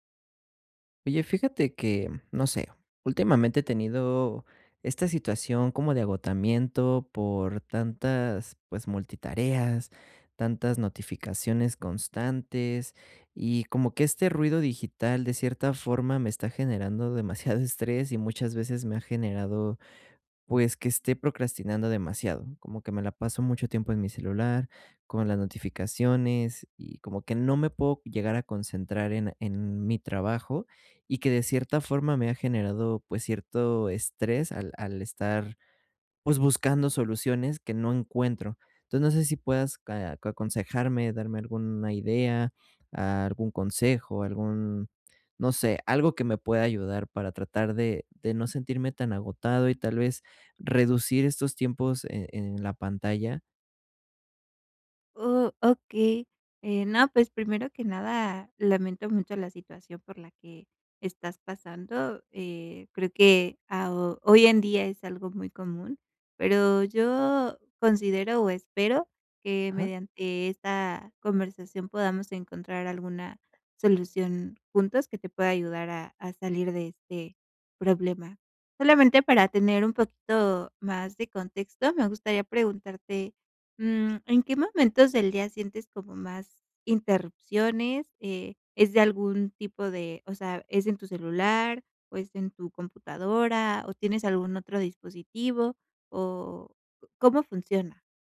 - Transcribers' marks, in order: chuckle
- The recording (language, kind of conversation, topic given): Spanish, advice, Agotamiento por multitarea y ruido digital